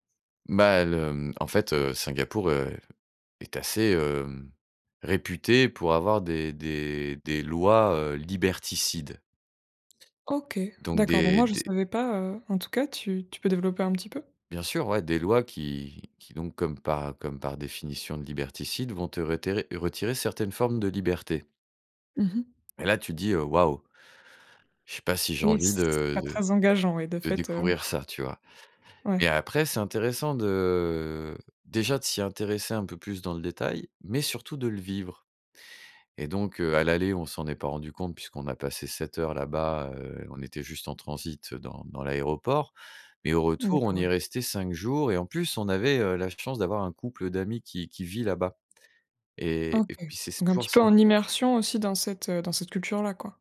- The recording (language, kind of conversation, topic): French, podcast, Quel voyage a bouleversé ta vision du monde ?
- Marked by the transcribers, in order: chuckle; other background noise; drawn out: "de"; tapping